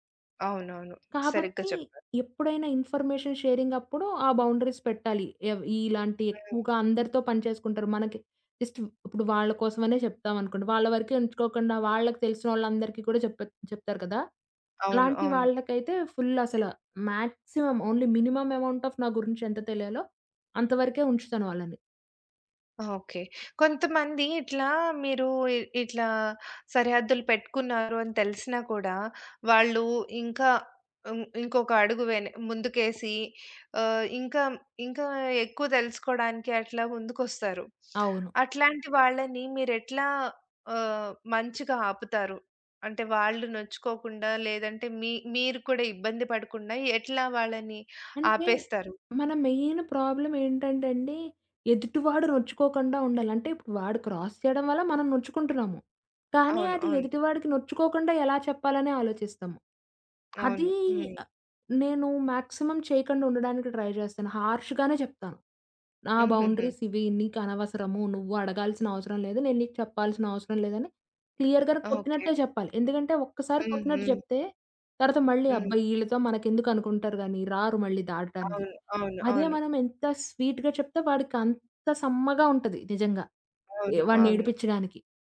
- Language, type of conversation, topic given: Telugu, podcast, ఎవరైనా మీ వ్యక్తిగత సరిహద్దులు దాటితే, మీరు మొదట ఏమి చేస్తారు?
- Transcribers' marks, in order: in English: "ఇన్ఫర్మేషన్"; in English: "బౌండరీస్"; in English: "జస్ట్"; in English: "ఫుల్"; in English: "మాక్సిమం ఓన్లీ మినిమమ్ అమౌంట్ ఆఫ్"; in English: "మెయిన్ ప్రాబ్లమ్"; in English: "క్రాస్"; tapping; in English: "మాక్సిమం"; in English: "ట్రై"; in English: "హార్ష్‌గా‌నే"; in English: "బౌండరీస్"; in English: "క్లియర్‌గానే"; in English: "స్వీట్‌గా"